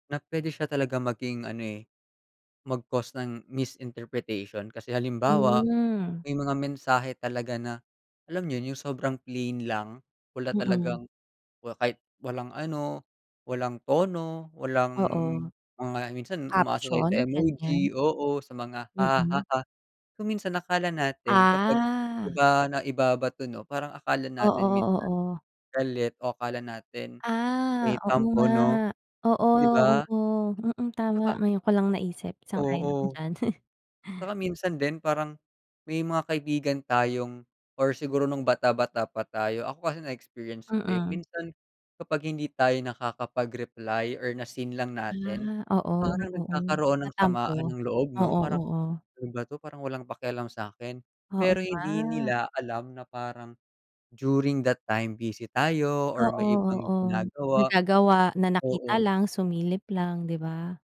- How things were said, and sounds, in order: other background noise; chuckle
- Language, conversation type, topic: Filipino, unstructured, Paano ka natutulungan ng social media na makipag-ugnayan sa pamilya at mga kaibigan?